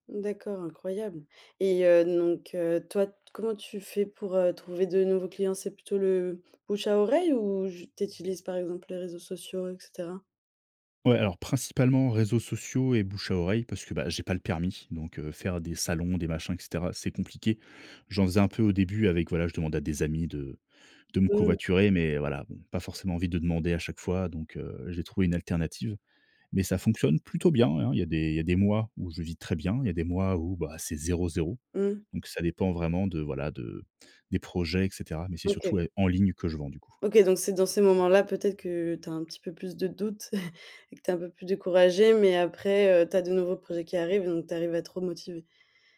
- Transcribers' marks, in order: stressed: "en ligne"; chuckle
- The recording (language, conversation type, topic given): French, podcast, Quel conseil donnerais-tu à quelqu’un qui débute ?